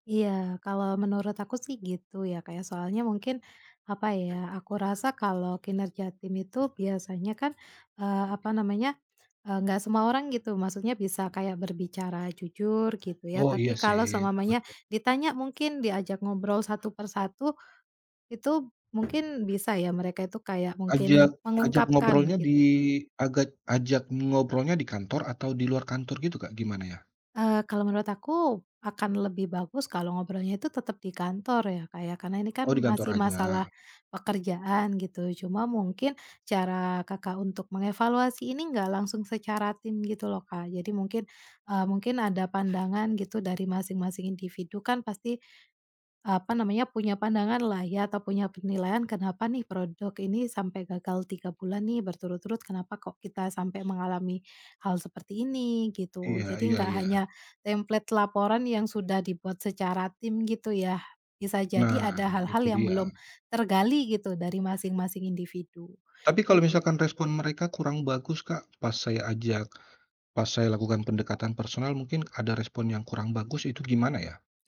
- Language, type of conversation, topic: Indonesian, advice, Bagaimana sebaiknya saya menyikapi perasaan gagal setelah peluncuran produk yang hanya mendapat sedikit respons?
- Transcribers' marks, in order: background speech; door